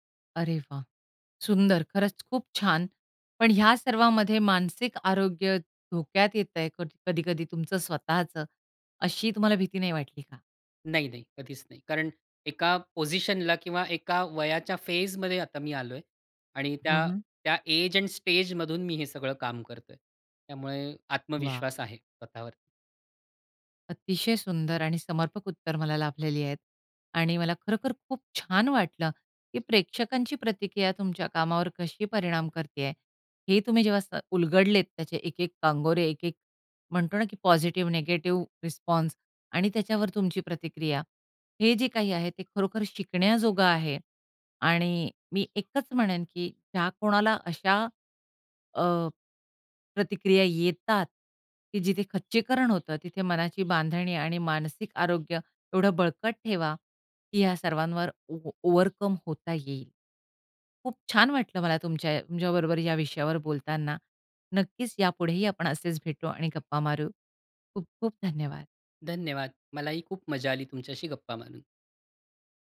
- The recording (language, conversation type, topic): Marathi, podcast, प्रेक्षकांचा प्रतिसाद तुमच्या कामावर कसा परिणाम करतो?
- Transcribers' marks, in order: in English: "एज एंड स्टेजमधून"; tapping; stressed: "छान"